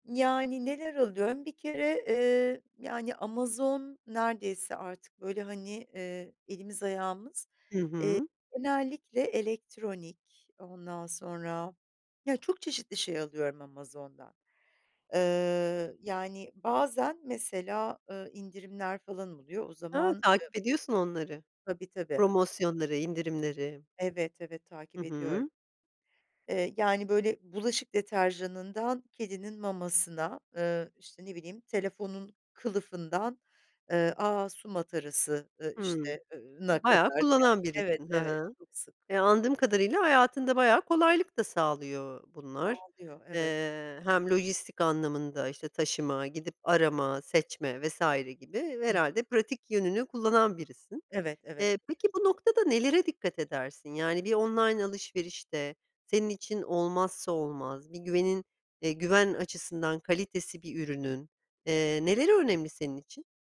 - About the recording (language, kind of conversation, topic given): Turkish, podcast, Çevrim içi alışveriş yaparken nelere dikkat ediyorsun ve yaşadığın ilginç bir deneyim var mı?
- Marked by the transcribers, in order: unintelligible speech; other background noise; in English: "online"